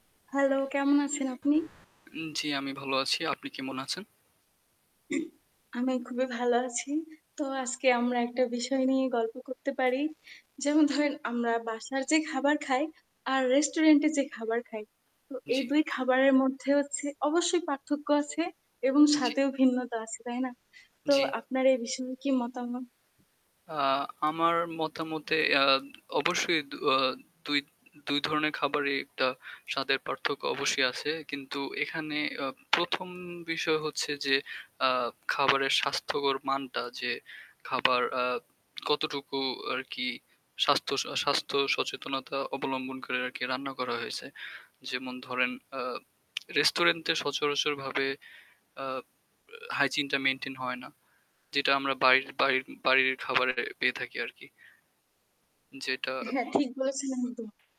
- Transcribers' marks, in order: other background noise; static; tapping; distorted speech
- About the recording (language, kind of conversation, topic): Bengali, unstructured, আপনার মতে বাড়িতে খাওয়া আর রেস্তোরাঁয় খাওয়ার মধ্যে কোনটি ভালো?